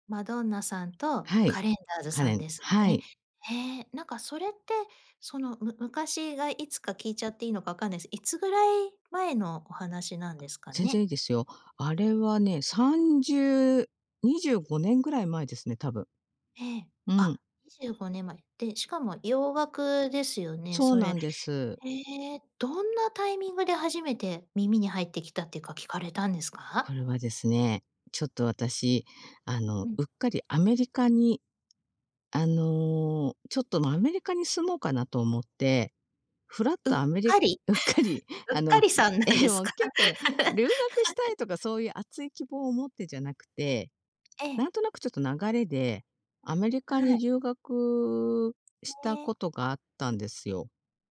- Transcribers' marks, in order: chuckle; laugh
- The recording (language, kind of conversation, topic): Japanese, podcast, 昔よく聴いていた曲の中で、今でも胸が熱くなる曲はどれですか？